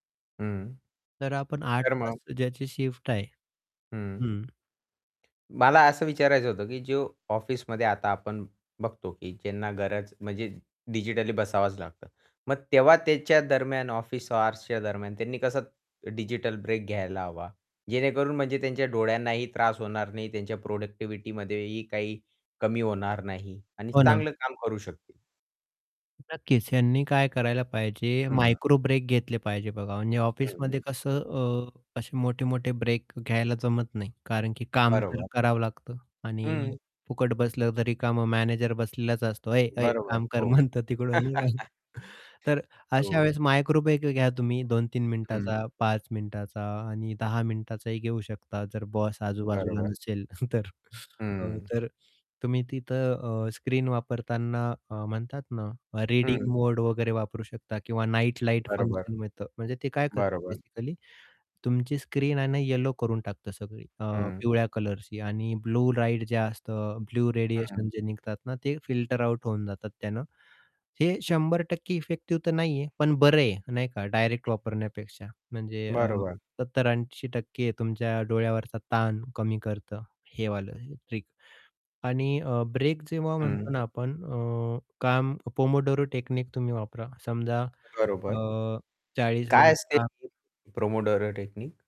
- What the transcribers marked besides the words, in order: static; distorted speech; tapping; in English: "प्रोडक्टिव्हिटीमध्ये"; laughing while speaking: "म्हणतो"; chuckle; other background noise; laughing while speaking: "तर"; in English: "फंक्शन"; in English: "बेसिकली"; in English: "ट्रिक"; "पोमोडोरो" said as "प्रोमोडोरो"
- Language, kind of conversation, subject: Marathi, podcast, डिजिटल ब्रेक कधी घ्यावा आणि किती वेळा घ्यावा?